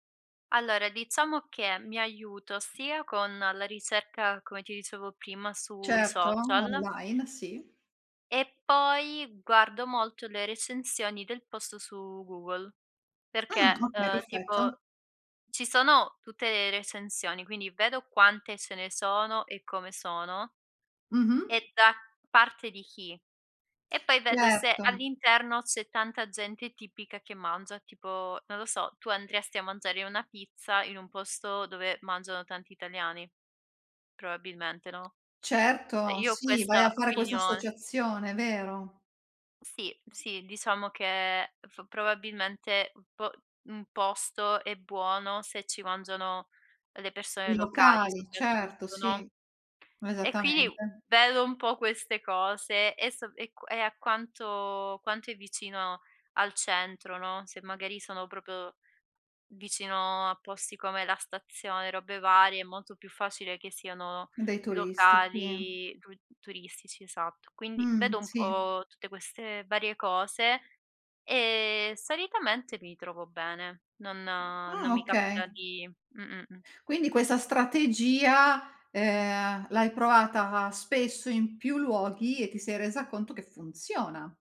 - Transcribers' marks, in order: other background noise; tapping; "proprio" said as "propio"
- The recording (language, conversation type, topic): Italian, podcast, Come scopri nuovi sapori quando viaggi?